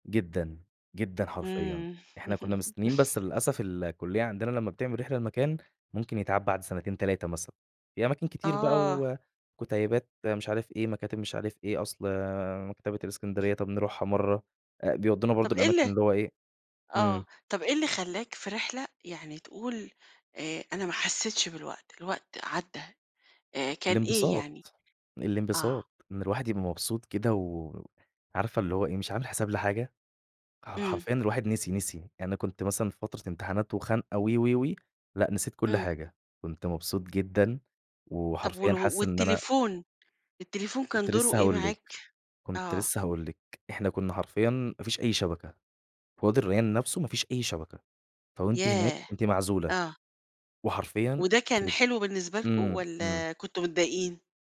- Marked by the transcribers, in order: laugh
- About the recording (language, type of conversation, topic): Arabic, podcast, إيه آخر حاجة عملتها للتسلية وخلّتك تنسى الوقت؟